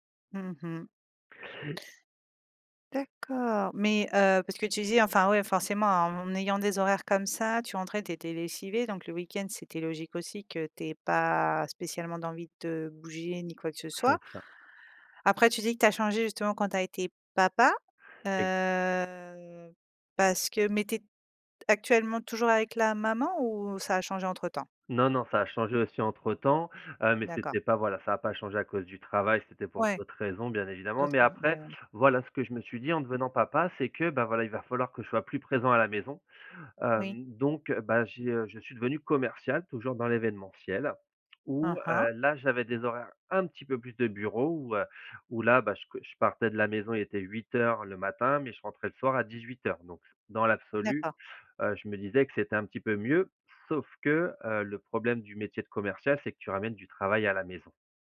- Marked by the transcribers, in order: drawn out: "heu"
- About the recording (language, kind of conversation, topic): French, podcast, Comment concilier le travail et la vie de couple sans s’épuiser ?